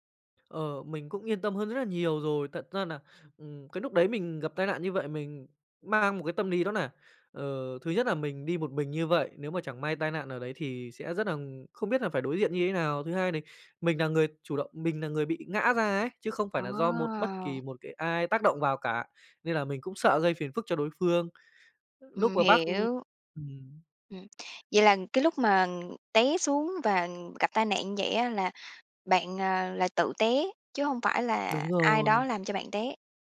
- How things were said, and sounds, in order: tapping; "lý" said as "ný"; other background noise
- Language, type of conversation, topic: Vietnamese, podcast, Bạn đã từng suýt gặp tai nạn nhưng may mắn thoát nạn chưa?